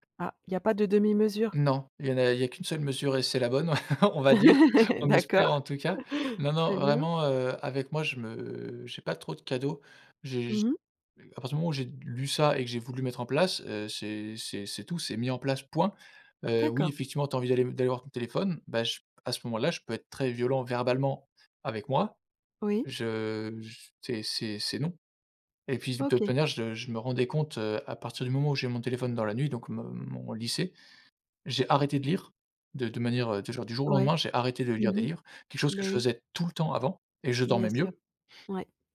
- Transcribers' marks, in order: laugh; chuckle
- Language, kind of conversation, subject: French, podcast, Quelles règles t’imposes-tu concernant les écrans avant de dormir, et que fais-tu concrètement ?